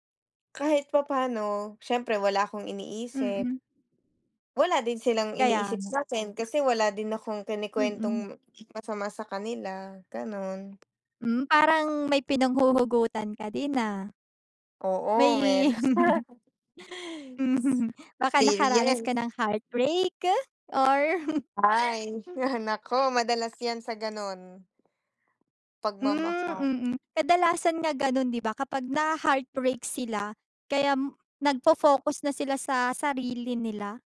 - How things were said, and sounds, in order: laughing while speaking: "meron"; laugh
- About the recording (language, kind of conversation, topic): Filipino, unstructured, Paano mo ipinapakita ang pagmamahal sa sarili araw-araw?